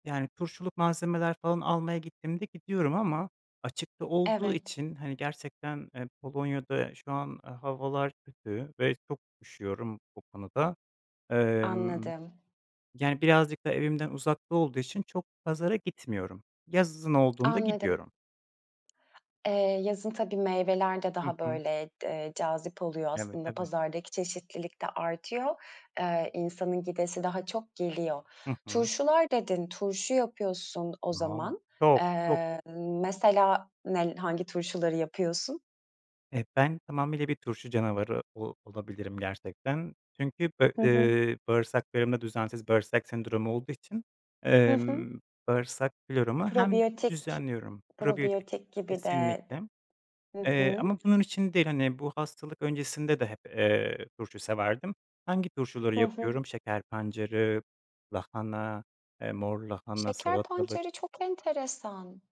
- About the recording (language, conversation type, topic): Turkish, podcast, Günlük yemek planını nasıl oluşturuyorsun?
- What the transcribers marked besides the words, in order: unintelligible speech; other background noise